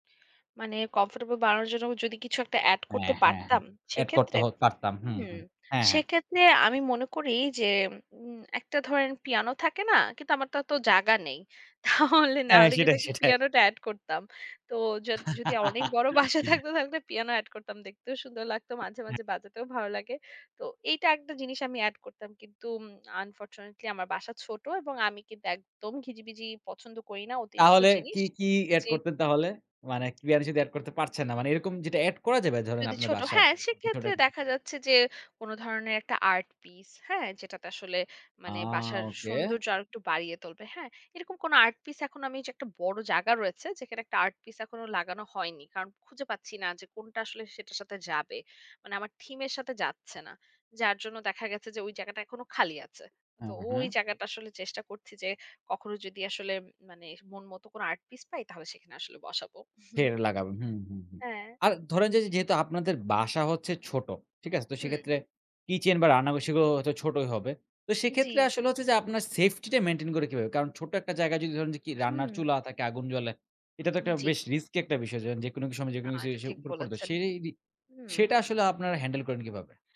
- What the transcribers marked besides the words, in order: laughing while speaking: "তাহলে"; laughing while speaking: "হ্যাঁ সেটাই, সেটাই"; chuckle; laughing while speaking: "বাসা থাকত থাকতে"; tapping; in English: "আনফরচুনেটলি"; unintelligible speech; unintelligible speech; chuckle; "পড়ে" said as "পড়েত"
- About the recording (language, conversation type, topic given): Bengali, podcast, আপনি কীভাবে ছোট বাড়িকে আরও আরামদায়ক করে তোলেন?